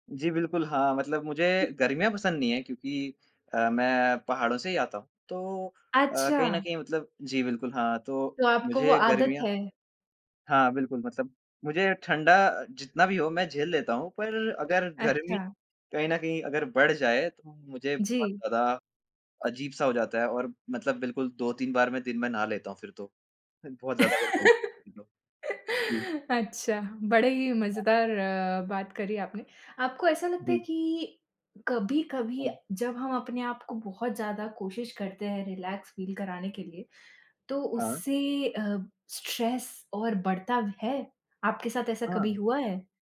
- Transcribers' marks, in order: other noise; other background noise; laugh; in English: "रिलैक्स फ़ील"; in English: "स्ट्रेस"
- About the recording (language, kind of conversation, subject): Hindi, unstructured, दिन के आखिर में आप खुद को कैसे आराम देते हैं?